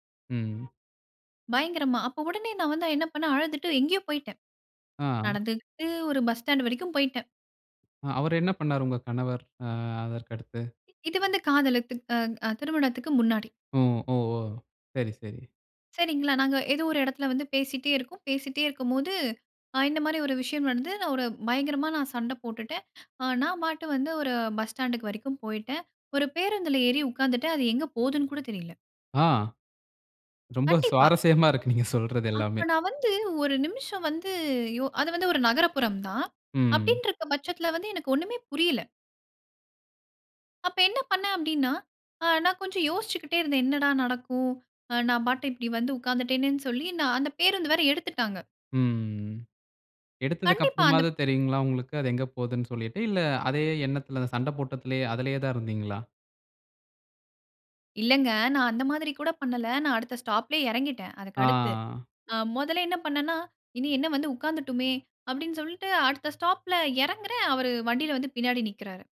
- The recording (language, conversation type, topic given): Tamil, podcast, தீவிரமான சண்டைக்குப் பிறகு உரையாடலை எப்படி தொடங்குவீர்கள்?
- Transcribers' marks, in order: other noise; other background noise; laughing while speaking: "நீங்க சொல்றது எல்லாமே!"; drawn out: "வந்து"; drawn out: "ம்"; drawn out: "ஆ"